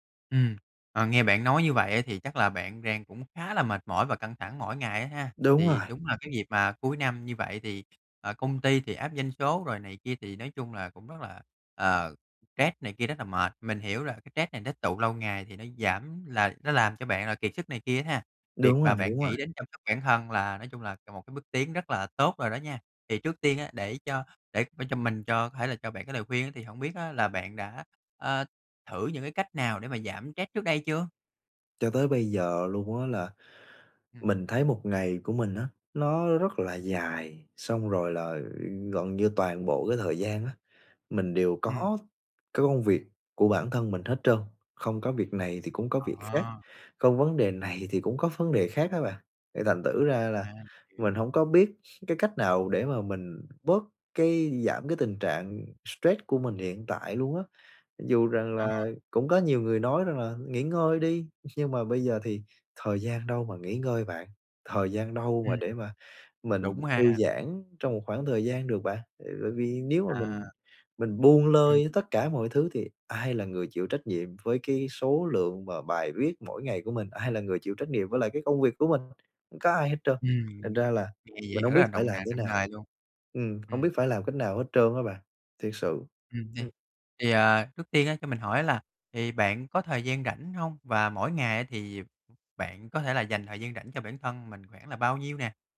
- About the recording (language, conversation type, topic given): Vietnamese, advice, Làm sao bạn có thể giảm căng thẳng hằng ngày bằng thói quen chăm sóc bản thân?
- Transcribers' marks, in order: tapping; other background noise; other noise; laugh; laughing while speaking: "ai"